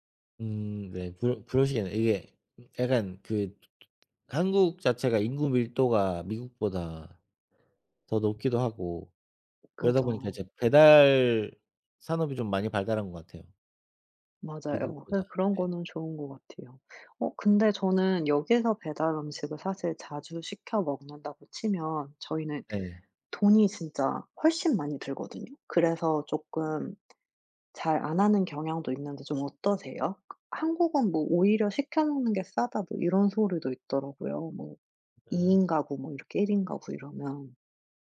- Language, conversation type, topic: Korean, unstructured, 음식 배달 서비스를 너무 자주 이용하는 것은 문제가 될까요?
- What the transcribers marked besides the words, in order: other background noise; tapping